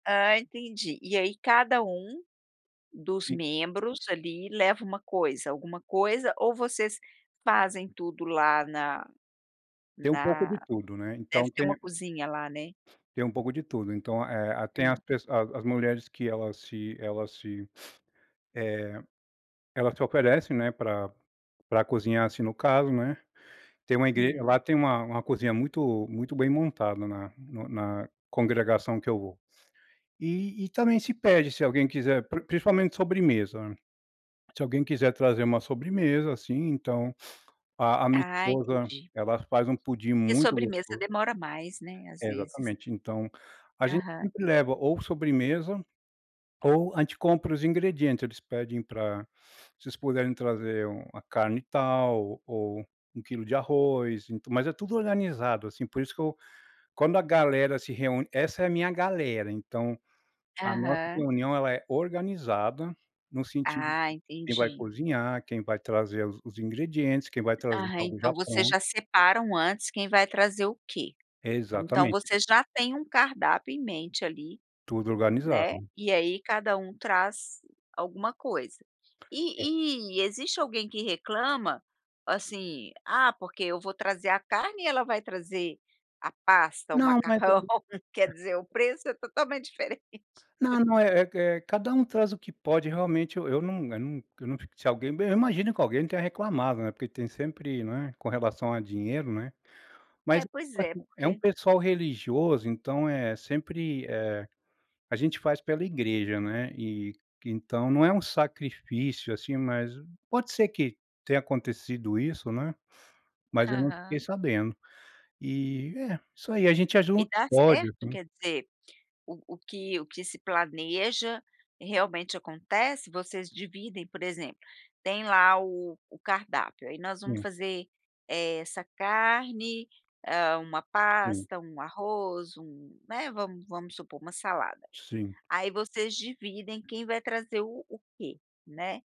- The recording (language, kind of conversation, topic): Portuguese, podcast, Como dividir as tarefas na cozinha quando a galera se reúne?
- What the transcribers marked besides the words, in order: sniff; tapping; other background noise; unintelligible speech; laughing while speaking: "diferente"; laugh; unintelligible speech